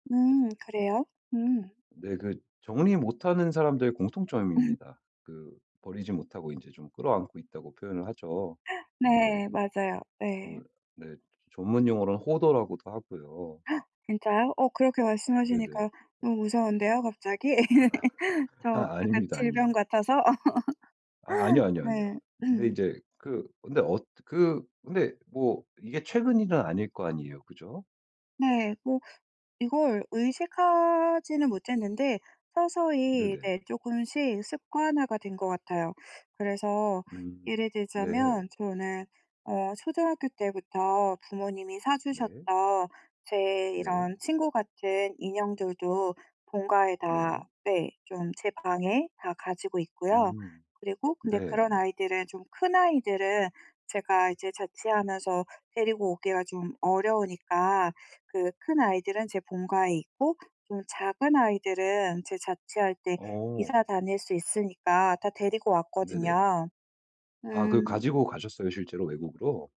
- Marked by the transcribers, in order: laugh; gasp; laugh; laugh; other background noise; throat clearing; tapping
- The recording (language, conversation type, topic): Korean, advice, 물건을 버리면 후회할까 봐 걱정돼서 정리를 못 하는데, 어떻게 해야 하나요?